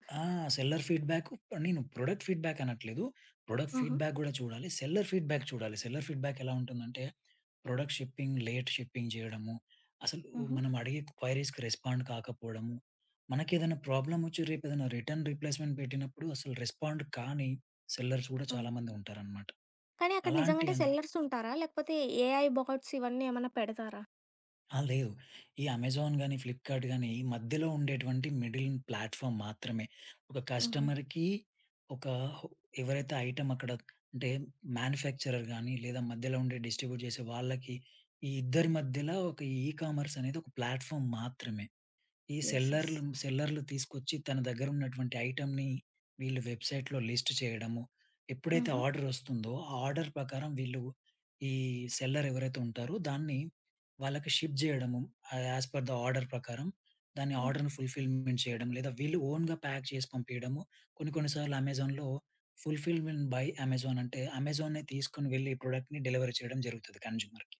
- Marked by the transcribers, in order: in English: "సెల్లర్"; in English: "ప్రొడక్ట్ ఫీడ్‌బ్యాక్"; in English: "ప్రోడక్ట్ ఫీడ్‌బ్యాక్"; in English: "సెల్లర్ ఫీడ్‌బ్యాక్"; in English: "సెల్లర్ ఫీడ్‌బ్యాక్"; in English: "ప్రొడక్ట్ షిప్పింగ్ లేట్ షిప్పింగ్"; tapping; in English: "క్వరీస్‌కి రెస్పాండ్"; in English: "రిటర్న్ రీప్లేస్‌మెంట్"; in English: "రెస్పాండ్"; in English: "సెల్లర్స్"; in English: "సెల్లర్స్"; in English: "ఏఐ బాట్స్"; in English: "మిడిల్ ప్లాట్‌ఫామ్"; in English: "కస్టమర్‌కి"; in English: "ఐటమ్"; in English: "మాన్యుఫ్యాక్చరర్"; in English: "డిస్ట్రిబ్యూట్"; in English: "ప్లాట్‌ఫామ్"; in English: "యెస్. యెస్"; in English: "ఐటమ్‌ని"; in English: "వెబ్‌సైట్‌లో లిస్ట్"; in English: "ఆర్డర్"; in English: "ఆర్డర్"; other background noise; in English: "సెల్లర్"; in English: "షిప్"; in English: "యాజ్ పర్ ది ఆర్డర్"; in English: "ఆర్డర్‌ని ఫుల్ఫిల్‌మెంట్"; in English: "ఓన్‌గా ప్యాక్"; in English: "ఫుల్ఫిల్‌మెంట్ బై అమెజాన్"; in English: "ప్రొడక్ట్‌ని డెలివరీ"; in English: "కన్‌జ్యూమర్‌కి"
- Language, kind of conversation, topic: Telugu, podcast, ఆన్‌లైన్ షాపింగ్‌లో మీరు ఎలా సురక్షితంగా ఉంటారు?